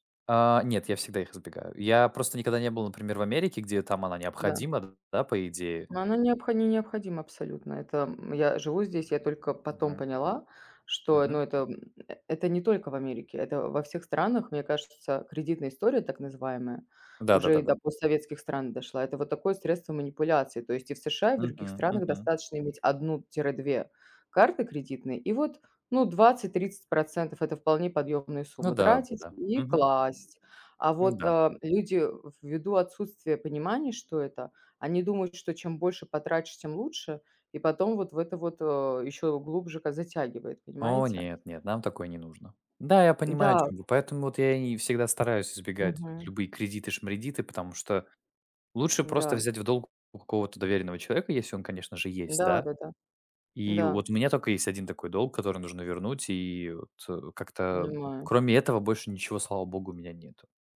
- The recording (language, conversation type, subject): Russian, unstructured, Как вы начали экономить деньги и что вас на это вдохновило?
- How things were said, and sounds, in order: other background noise; tapping